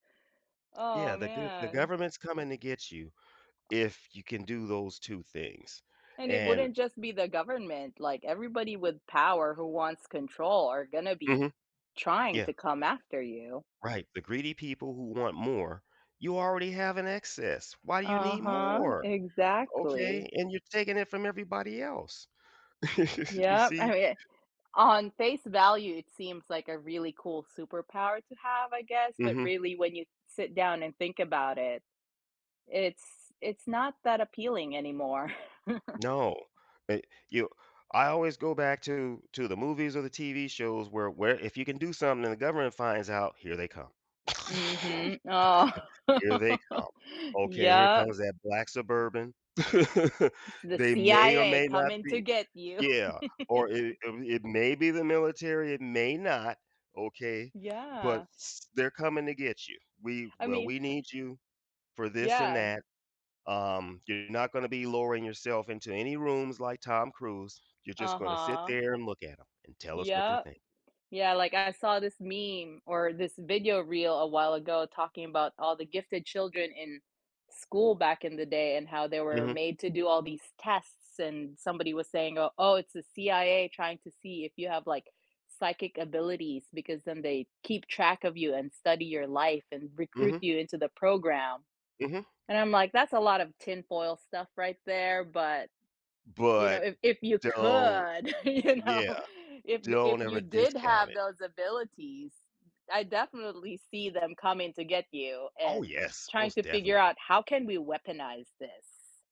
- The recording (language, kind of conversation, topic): English, unstructured, How might having special abilities like reading minds or seeing the future affect your everyday life and choices?
- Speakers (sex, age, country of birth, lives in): female, 40-44, Philippines, United States; male, 60-64, United States, United States
- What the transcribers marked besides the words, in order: tapping; other background noise; chuckle; chuckle; laughing while speaking: "Oh"; other noise; laugh; chuckle; laughing while speaking: "you know"